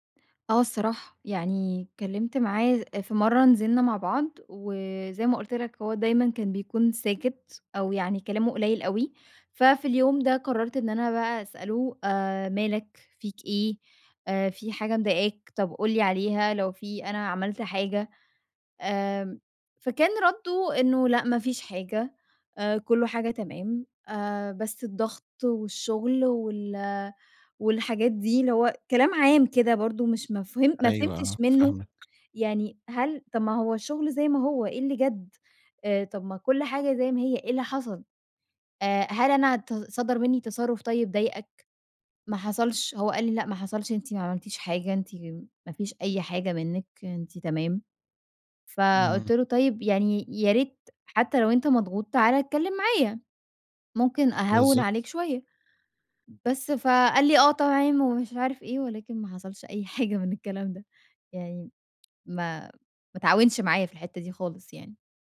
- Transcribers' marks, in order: laughing while speaking: "أي حاجة"; tapping
- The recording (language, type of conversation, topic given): Arabic, advice, إزاي أتعامل مع حزن شديد بعد انفصال مفاجئ؟